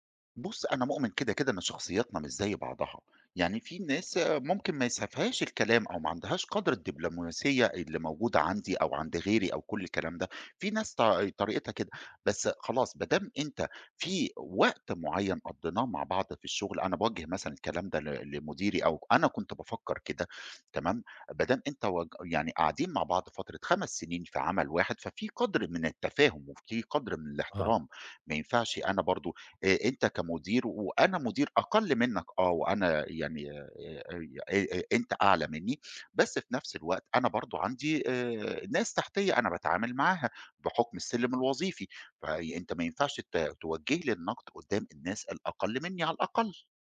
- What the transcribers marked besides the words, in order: none
- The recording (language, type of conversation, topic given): Arabic, advice, إزاي حسّيت بعد ما حد انتقدك جامد وخلاك تتأثر عاطفيًا؟